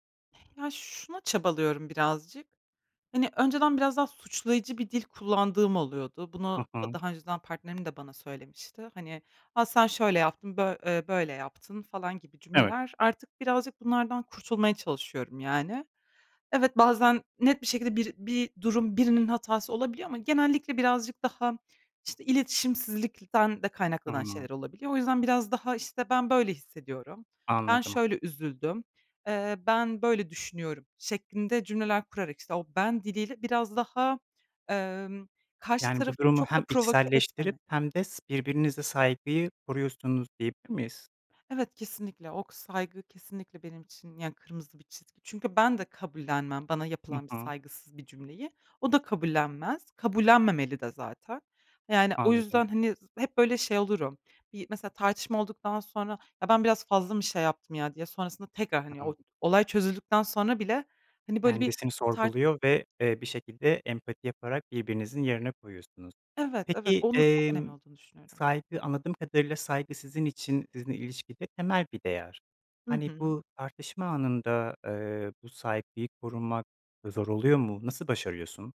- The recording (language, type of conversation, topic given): Turkish, podcast, Eşinizle önemli bir konuda anlaşmazlığa düştüğünüzde bu durumu nasıl çözüyorsunuz?
- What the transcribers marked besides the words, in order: tapping; other background noise; unintelligible speech